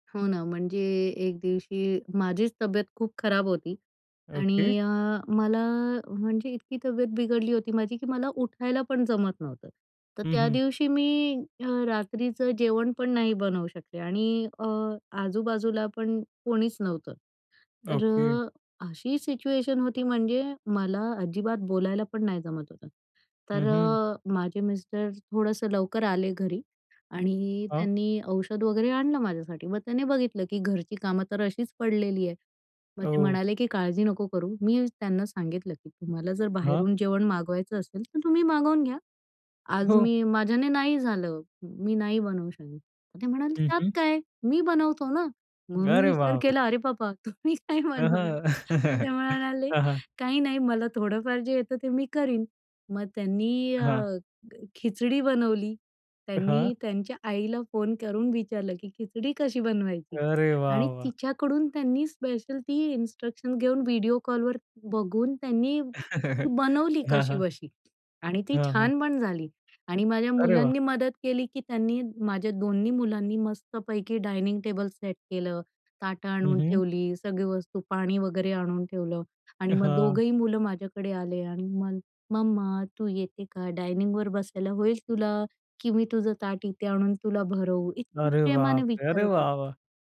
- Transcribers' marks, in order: in English: "सिच्युएशन"; laughing while speaking: "तुम्ही काय बनवणार? ते म्हणणले"; chuckle; "म्हणाले" said as "म्हणणले"; joyful: "अरे वाह, वाह!"; in English: "स्पेशल इन्स्ट्रक्शन"; chuckle; other background noise; in English: "डायनिंग"; in English: "सेट"; in English: "डायनिंगवर"; surprised: "अरे बापरे!"
- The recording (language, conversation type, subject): Marathi, podcast, तुमच्या घरात प्रेम व्यक्त करण्याची पद्धत काय आहे?